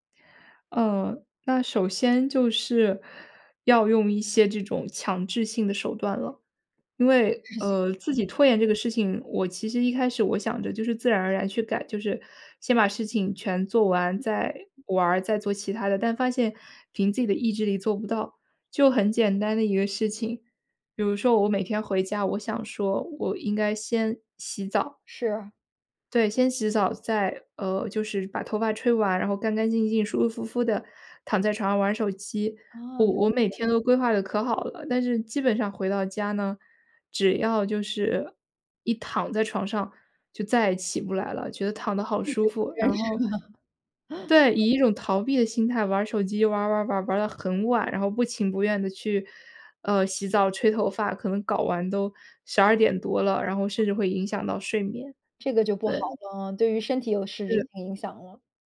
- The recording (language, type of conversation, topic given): Chinese, podcast, 你是如何克服拖延症的，可以分享一些具体方法吗？
- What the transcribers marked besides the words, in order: other background noise; laughing while speaking: "识吗？"; chuckle